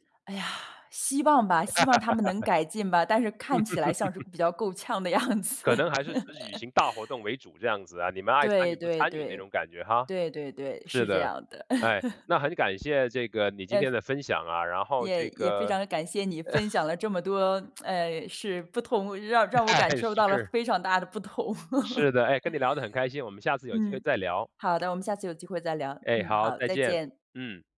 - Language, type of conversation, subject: Chinese, podcast, 怎么营造让人有归属感的社区氛围？
- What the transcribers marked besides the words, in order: laugh; laughing while speaking: "样子"; other background noise; laugh; laugh; chuckle; tsk; laughing while speaking: "哎"; laugh